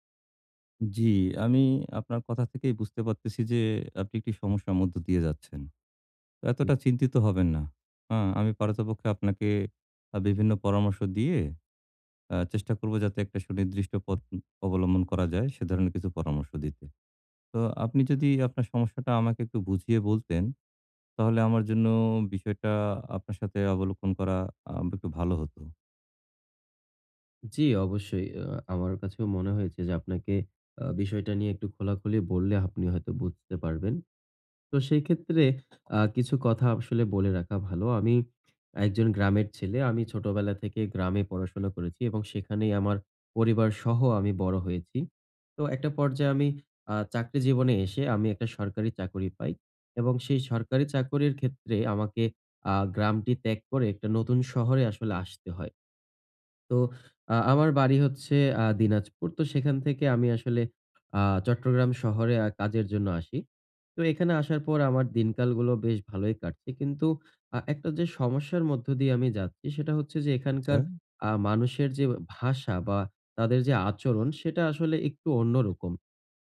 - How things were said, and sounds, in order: alarm; "আপনি" said as "হাপ্নি"; horn; other background noise
- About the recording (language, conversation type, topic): Bengali, advice, নতুন সমাজে ভাষা ও আচরণে আত্মবিশ্বাস কীভাবে পাব?